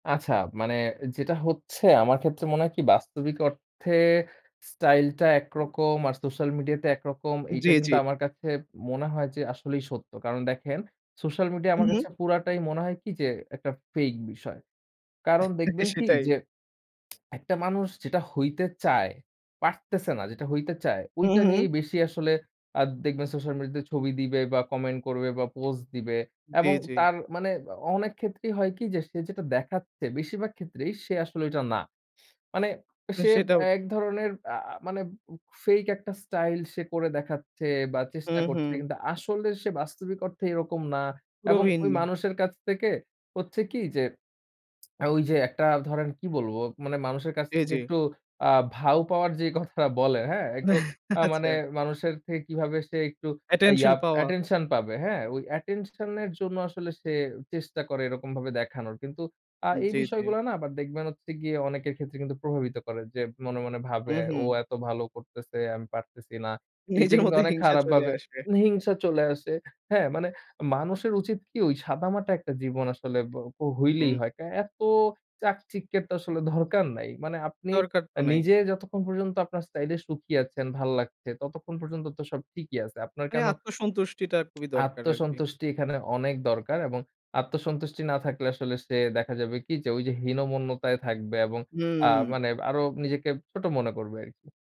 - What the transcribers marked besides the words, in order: teeth sucking; teeth sucking; chuckle; laughing while speaking: "নিজের মধ্যে হিংসা চলে আসবে"; tongue click; drawn out: "হুম"
- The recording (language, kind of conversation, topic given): Bengali, podcast, সোশ্যাল মিডিয়ায় দেখা স্টাইল তোমার ওপর কী প্রভাব ফেলে?